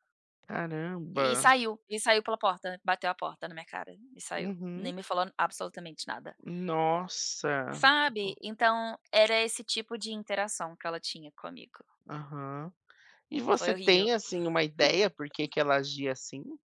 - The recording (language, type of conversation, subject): Portuguese, podcast, Conta um perrengue que virou história pra contar?
- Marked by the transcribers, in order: tapping; chuckle